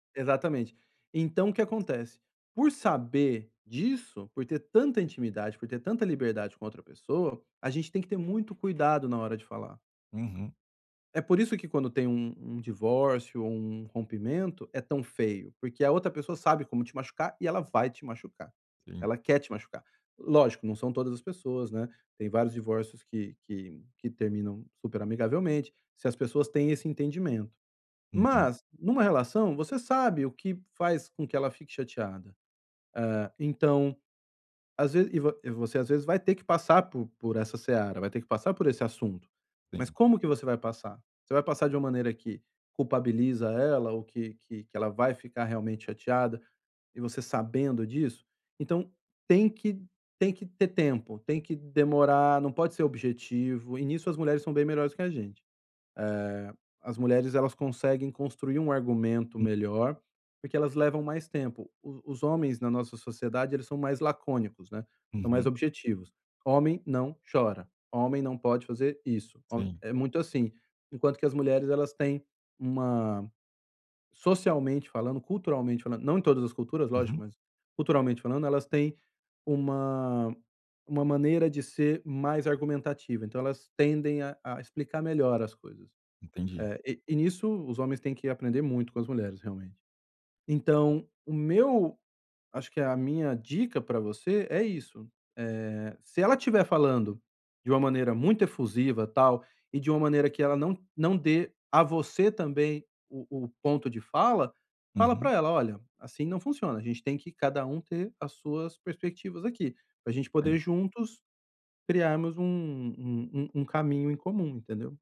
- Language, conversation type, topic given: Portuguese, advice, Como posso dar feedback sem magoar alguém e manter a relação?
- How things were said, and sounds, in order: none